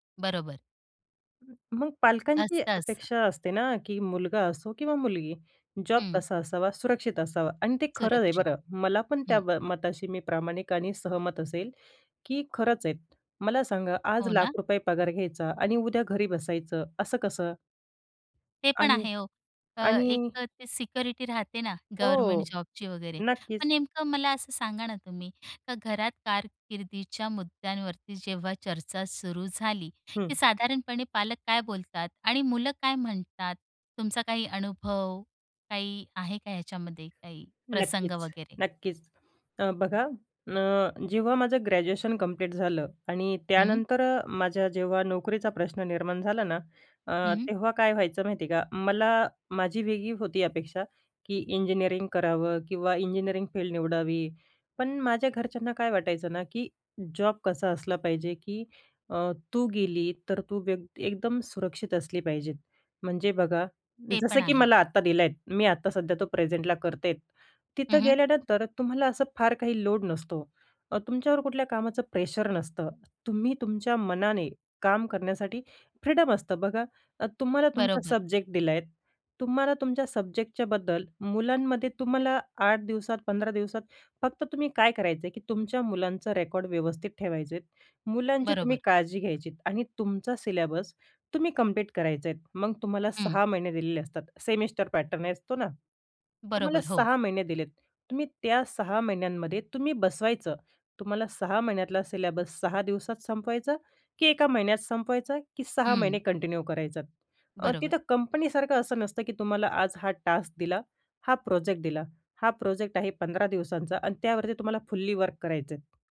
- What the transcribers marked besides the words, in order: in English: "सिक्युरिटी"; tapping; in English: "कंप्लीट"; in English: "फील्ड"; in English: "प्रेझेंटला"; in English: "लोड"; in English: "प्रेशर"; in English: "फ्रीडम"; in English: "सब्जेक्ट"; in English: "सब्जेक्टच्याबद्दल"; in English: "सिलेबस"; in English: "कम्प्लीट"; in English: "सेमिस्टर पॅटर्न"; in English: "सिलेबस"; in English: "कंटिन्यू"; in English: "टास्क"; in English: "प्रोजेक्ट"; in English: "प्रोजेक्ट"; in English: "फुल्ली वर्क"
- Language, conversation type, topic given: Marathi, podcast, करिअर निवडीबाबत पालकांच्या आणि मुलांच्या अपेक्षा कशा वेगळ्या असतात?